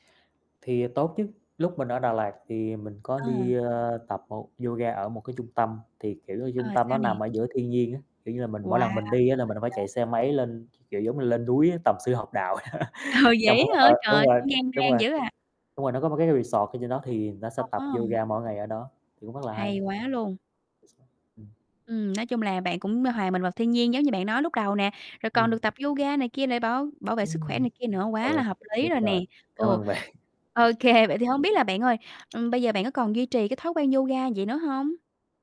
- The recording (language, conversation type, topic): Vietnamese, podcast, Làm sao để giữ động lực học tập lâu dài một cách thực tế?
- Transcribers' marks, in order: static; distorted speech; other background noise; laughing while speaking: "Ừ"; chuckle; unintelligible speech; tapping; unintelligible speech; unintelligible speech; laughing while speaking: "bạn"